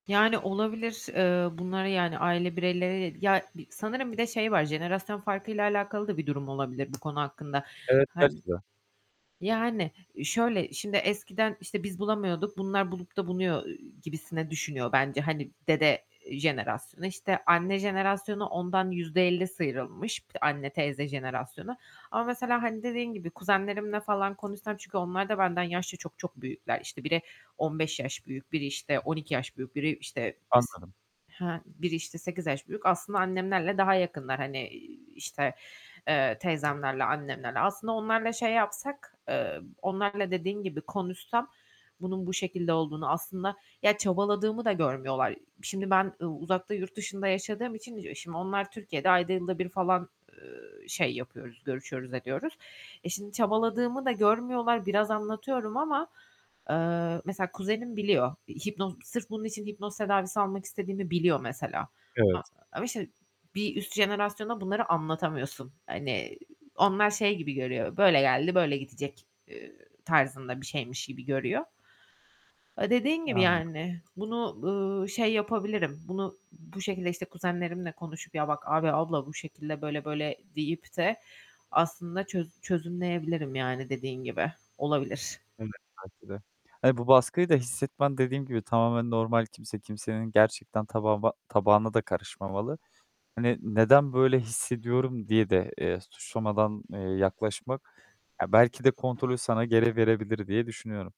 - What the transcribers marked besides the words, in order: static; other background noise; unintelligible speech; unintelligible speech; distorted speech
- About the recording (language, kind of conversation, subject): Turkish, advice, Aile toplantılarında sürekli yemek yemeye zorlanıp yargılandığınızı hissettiğinizde bununla nasıl başa çıkıyorsunuz?